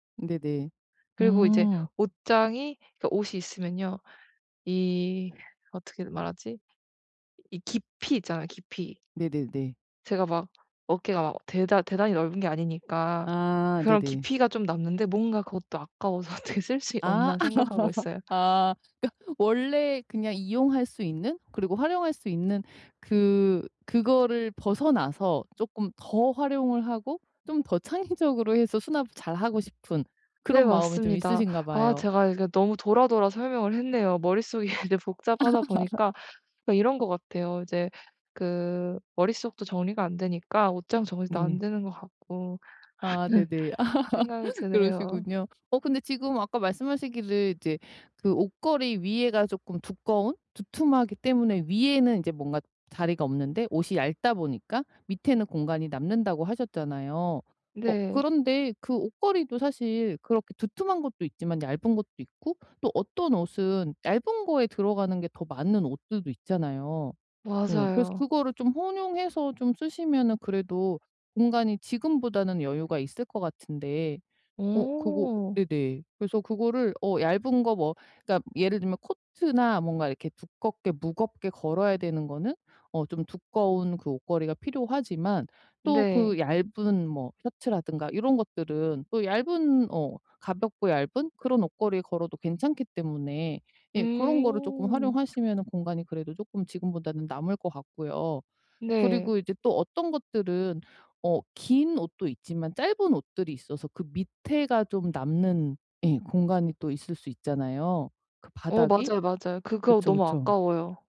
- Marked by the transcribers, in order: other background noise; tapping; laughing while speaking: "어떻게"; chuckle; laughing while speaking: "머릿속이"; chuckle; chuckle
- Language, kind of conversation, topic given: Korean, advice, 한정된 공간에서 물건을 가장 효율적으로 정리하려면 어떻게 시작하면 좋을까요?